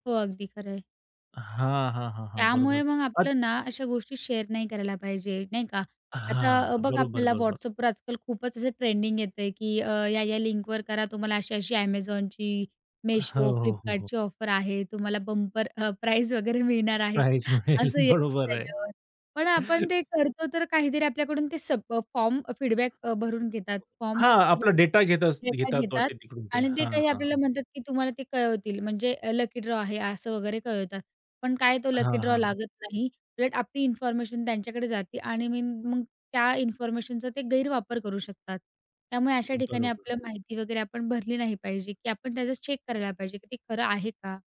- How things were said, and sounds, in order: in English: "शेअर"; in English: "ऑफर"; in English: "बंपर"; laughing while speaking: "प्राईज वगैरे मिळणार आहे"; laughing while speaking: "मिळेल"; chuckle; in English: "फीडबॅक"; other noise; tapping; in English: "चेक"
- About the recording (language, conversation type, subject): Marathi, podcast, तुम्ही ऑनलाइन काहीही शेअर करण्यापूर्वी काय विचार करता?